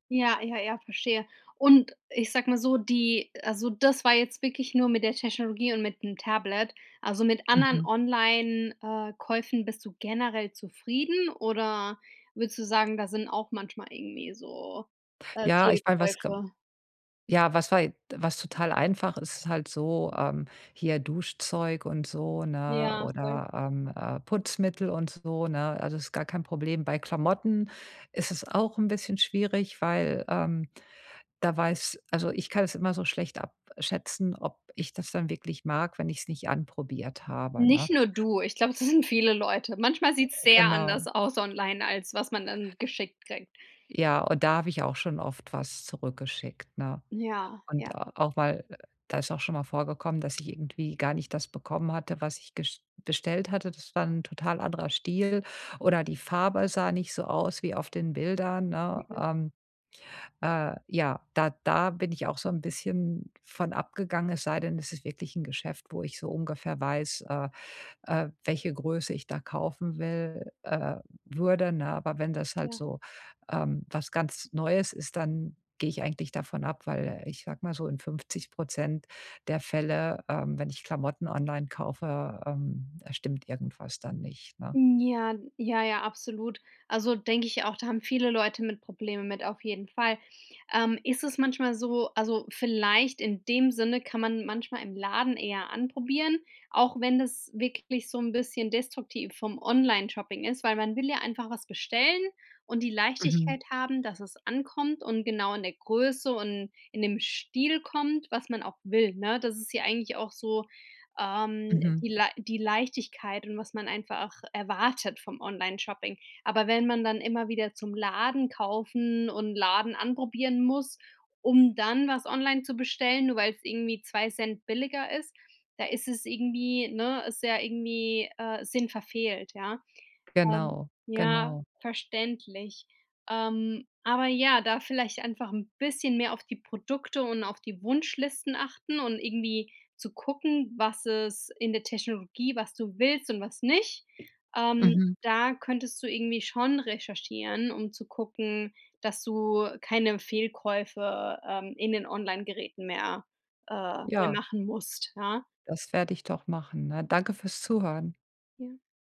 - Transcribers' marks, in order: laughing while speaking: "das"; tapping
- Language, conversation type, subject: German, advice, Wie kann ich Fehlkäufe beim Online- und Ladenkauf vermeiden und besser einkaufen?